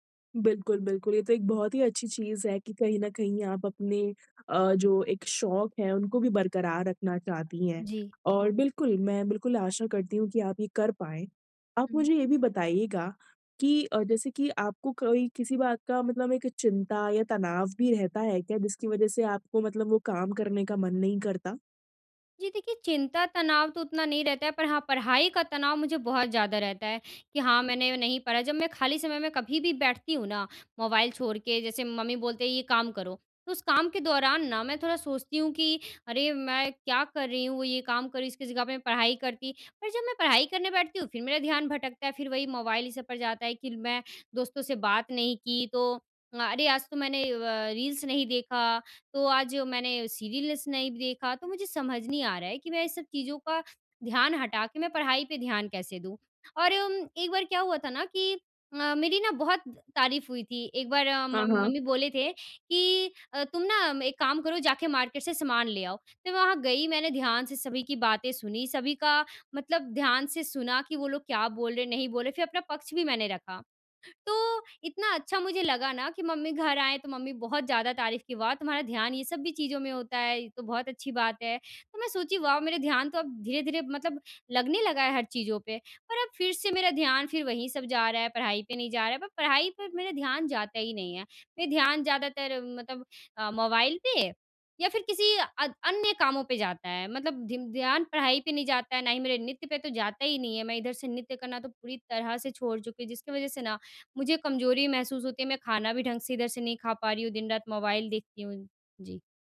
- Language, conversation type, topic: Hindi, advice, मैं ध्यान भटकने और टालमटोल करने की आदत कैसे तोड़ूँ?
- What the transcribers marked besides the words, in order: in English: "रील्स"; in English: "सीरियल्स"; in English: "मार्केट"